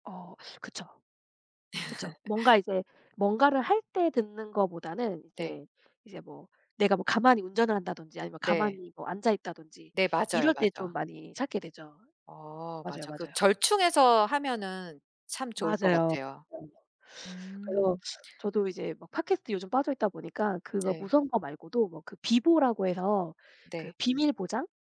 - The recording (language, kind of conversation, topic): Korean, unstructured, 운동할 때 음악과 팟캐스트 중 무엇을 듣는 것을 더 좋아하시나요?
- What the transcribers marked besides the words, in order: tapping; laugh; other background noise